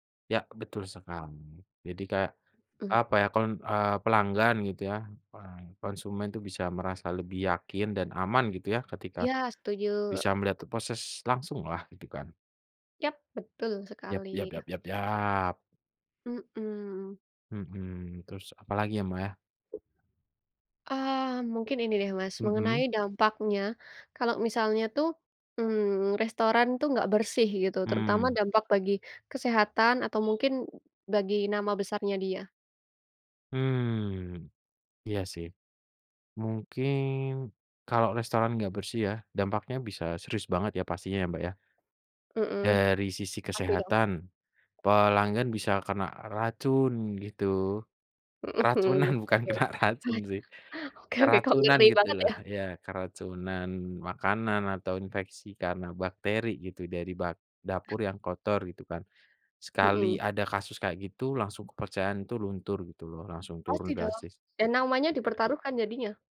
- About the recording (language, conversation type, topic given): Indonesian, unstructured, Kenapa banyak restoran kurang memperhatikan kebersihan dapurnya, menurutmu?
- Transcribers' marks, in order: "kan" said as "kon"; other background noise; laughing while speaking: "Keracunan bukan kena racun"; chuckle; laughing while speaking: "Oke oke kok ngeri banget ya?"